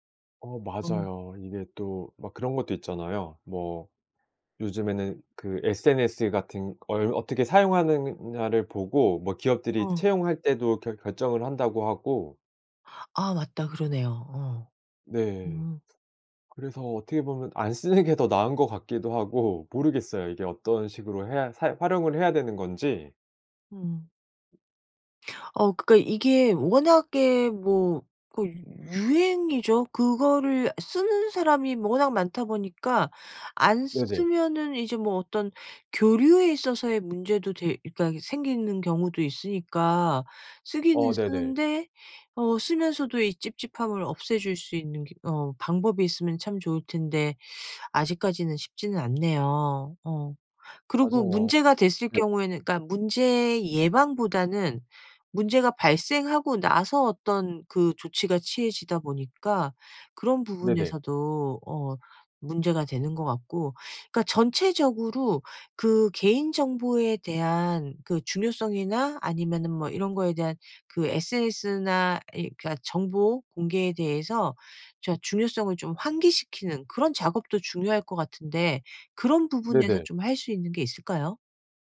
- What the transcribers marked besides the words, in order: tapping; laughing while speaking: "쓰는 게"; other background noise
- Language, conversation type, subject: Korean, podcast, 개인정보는 어느 정도까지 공개하는 것이 적당하다고 생각하시나요?
- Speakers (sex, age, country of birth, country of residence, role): female, 50-54, South Korea, United States, host; male, 40-44, South Korea, South Korea, guest